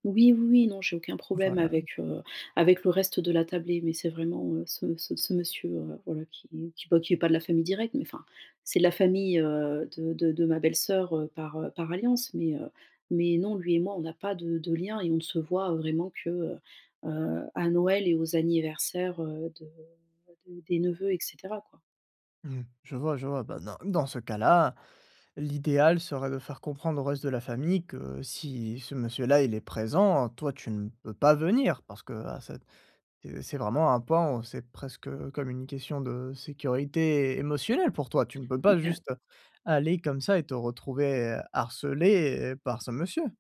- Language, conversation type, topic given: French, advice, Comment gérer les différences de valeurs familiales lors d’un repas de famille tendu ?
- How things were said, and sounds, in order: none